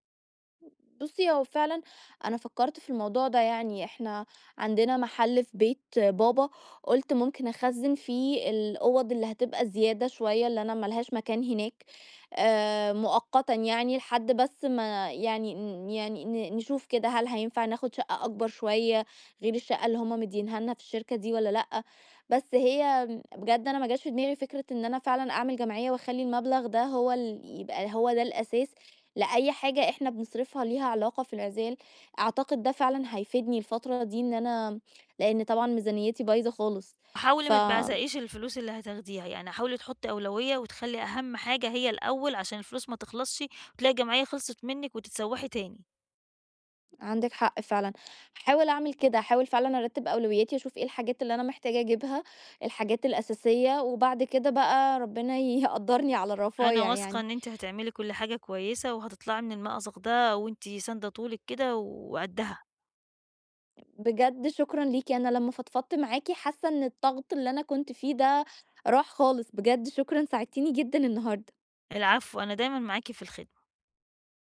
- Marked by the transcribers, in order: "الضغط" said as "الطغط"
- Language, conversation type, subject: Arabic, advice, إزاي أنظم ميزانيتي وأدير وقتي كويس خلال فترة الانتقال؟